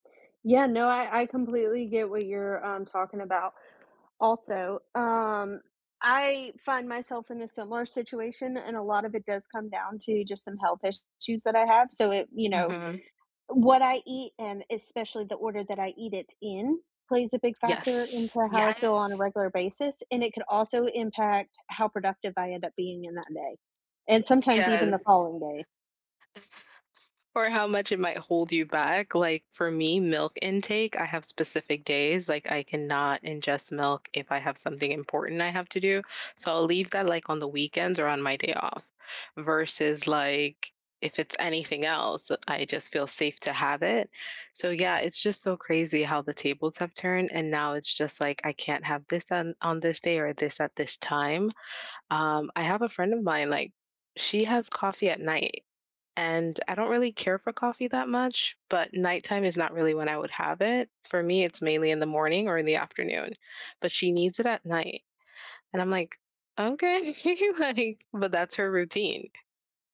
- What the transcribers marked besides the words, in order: tapping; other background noise; other noise; laughing while speaking: "Okay. Like"
- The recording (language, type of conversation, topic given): English, unstructured, What everyday routines genuinely make life easier and help you feel more connected to others?
- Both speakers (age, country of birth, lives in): 20-24, United States, United States; 35-39, United States, United States